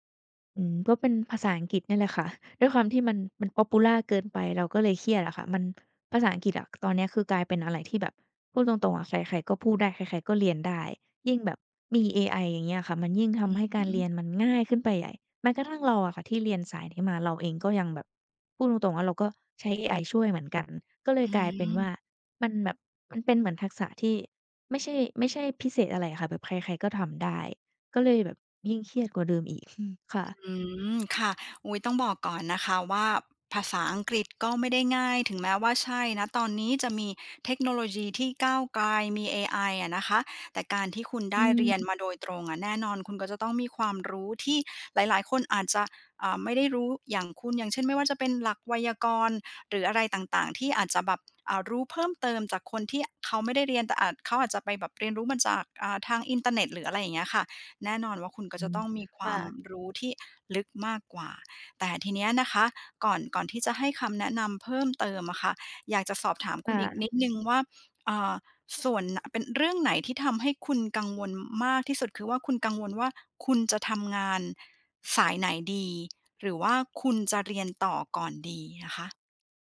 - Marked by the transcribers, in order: other background noise; drawn out: "อืม"; drawn out: "อืม"; drawn out: "อืม"
- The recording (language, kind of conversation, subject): Thai, advice, คุณรู้สึกอย่างไรเมื่อเครียดมากก่อนที่จะต้องเผชิญการเปลี่ยนแปลงครั้งใหญ่ในชีวิต?